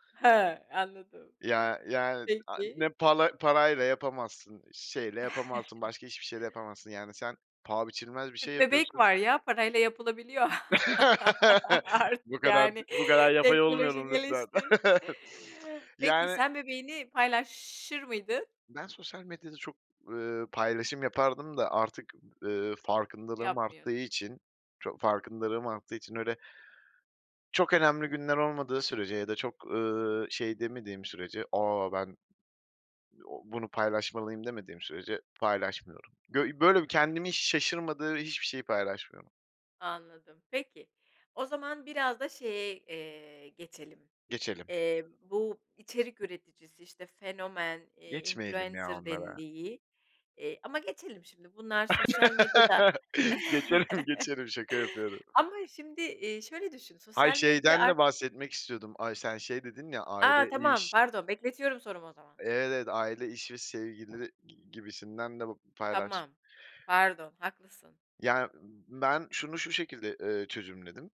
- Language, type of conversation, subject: Turkish, podcast, Sosyal medyada sence hangi sınırları koymak gerekiyor?
- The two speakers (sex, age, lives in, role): female, 40-44, Spain, host; male, 30-34, Poland, guest
- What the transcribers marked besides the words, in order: chuckle; laugh; chuckle; laughing while speaking: "Artık, yani"; unintelligible speech; other background noise; in English: "influencer"; laugh; chuckle; tapping